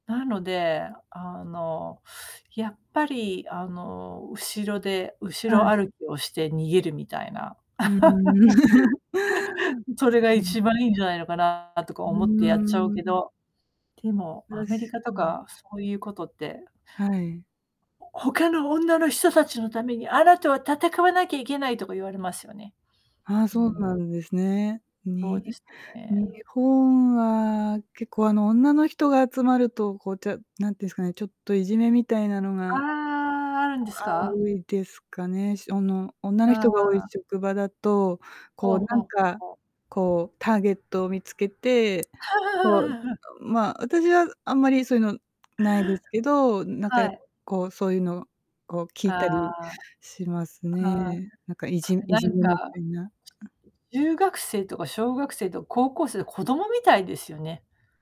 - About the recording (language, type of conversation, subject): Japanese, unstructured, 友達に裏切られて傷ついた経験はありますか、そしてどう乗り越えましたか？
- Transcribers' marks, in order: distorted speech; chuckle; other background noise; tapping; chuckle